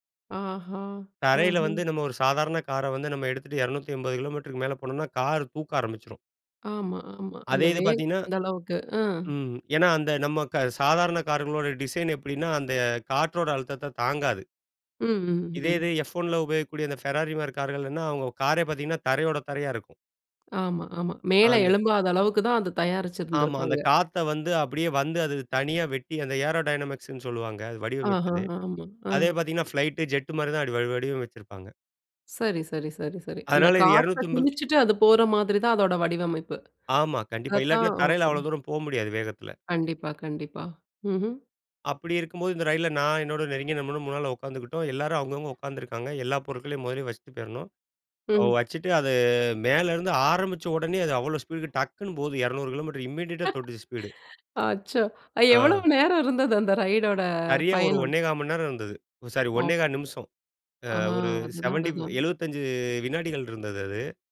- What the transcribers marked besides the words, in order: in English: "டிசைன்"; in English: "பெராரி"; in English: "ஏரோடைனமிக்ஸ்ன்னு"; in English: "இம்மீடியட்டா"; laugh; in English: "ஸ்பீடு"; in English: "ரைடோட"
- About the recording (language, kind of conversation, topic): Tamil, podcast, ஒரு பெரிய சாகச அனுபவம் குறித்து பகிர முடியுமா?